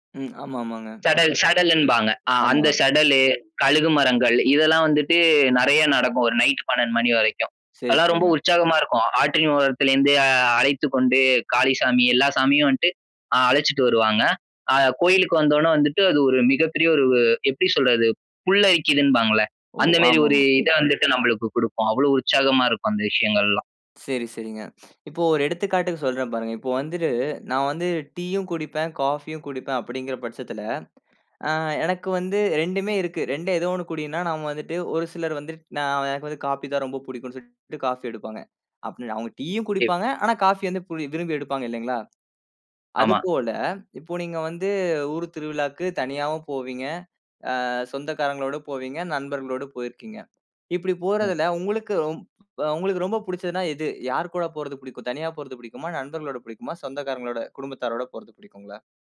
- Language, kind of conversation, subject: Tamil, podcast, ஒரு ஊரில் நீங்கள் பங்கெடுத்த திருவிழாவின் அனுபவத்தைப் பகிர்ந்து சொல்ல முடியுமா?
- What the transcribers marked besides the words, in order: tapping; other background noise; sniff; other noise; unintelligible speech